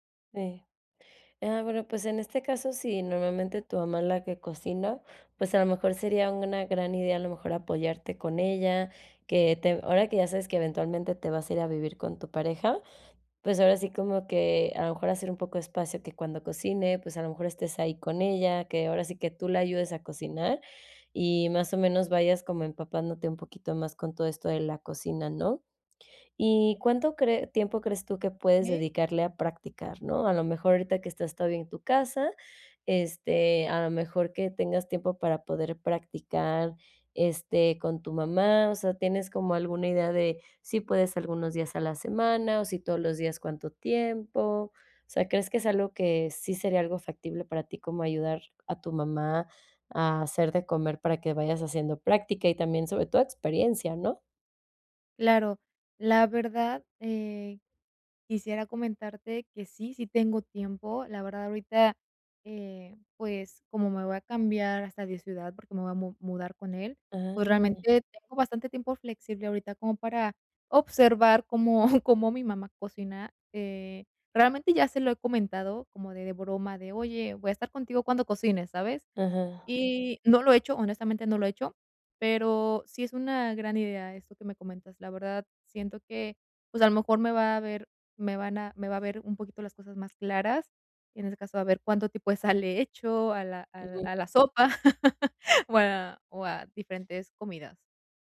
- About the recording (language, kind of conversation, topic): Spanish, advice, ¿Cómo puedo tener menos miedo a equivocarme al cocinar?
- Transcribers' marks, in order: chuckle; laugh